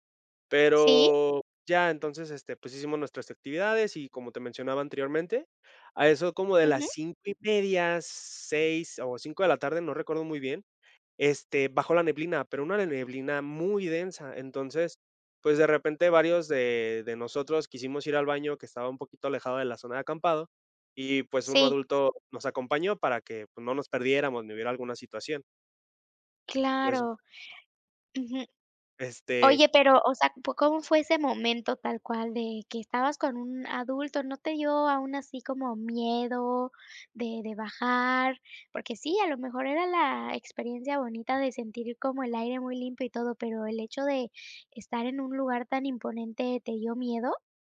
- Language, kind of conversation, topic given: Spanish, podcast, ¿Cuál es una aventura al aire libre que nunca olvidaste?
- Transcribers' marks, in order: other background noise